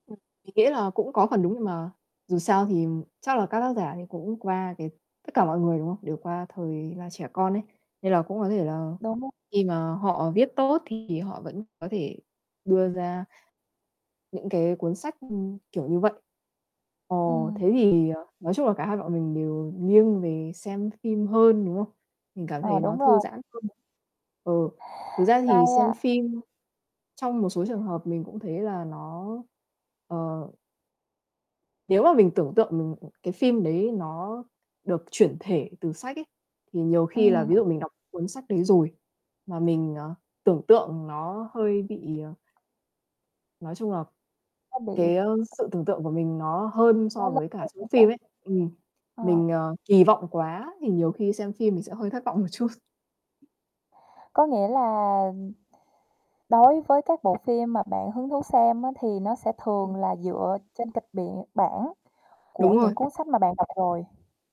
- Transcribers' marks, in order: distorted speech; static; other background noise; unintelligible speech; laughing while speaking: "chút"; "bản" said as "bẻn"; tapping
- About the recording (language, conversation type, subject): Vietnamese, unstructured, Giữa việc đọc sách và xem phim, bạn sẽ chọn hoạt động nào?
- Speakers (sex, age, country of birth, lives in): female, 25-29, Vietnam, Vietnam; female, 30-34, Vietnam, Vietnam